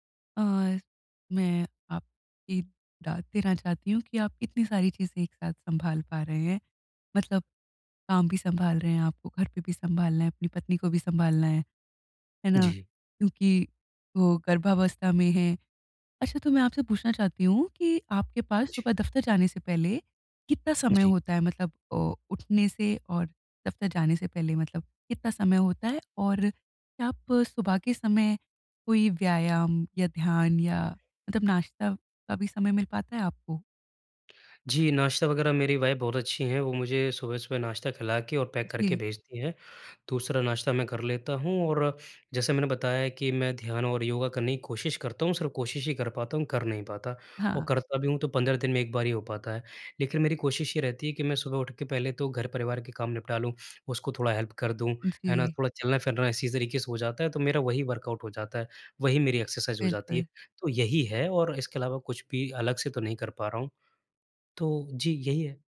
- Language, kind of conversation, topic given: Hindi, advice, आप सुबह की तनावमुक्त शुरुआत कैसे कर सकते हैं ताकि आपका दिन ऊर्जावान रहे?
- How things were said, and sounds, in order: tapping; in English: "वाइफ़"; sniff; in English: "हेल्प"; in English: "वर्कआउट"; in English: "एक्सरसाइज़"